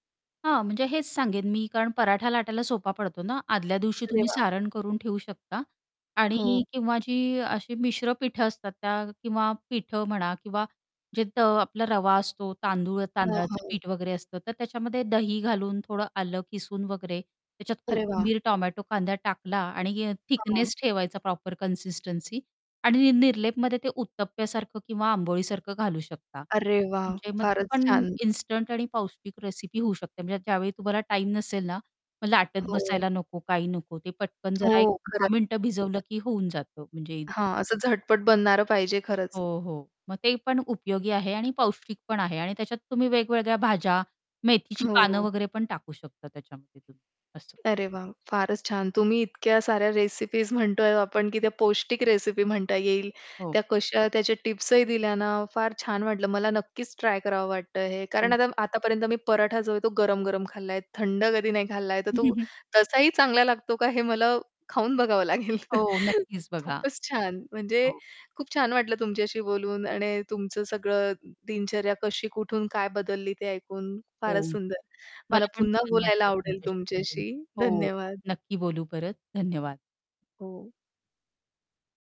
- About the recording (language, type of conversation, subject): Marathi, podcast, घरच्या स्वयंपाकामुळे तुमच्या आरोग्यात कोणते बदल जाणवले?
- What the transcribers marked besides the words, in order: static; distorted speech; unintelligible speech; chuckle; laughing while speaking: "लागेल"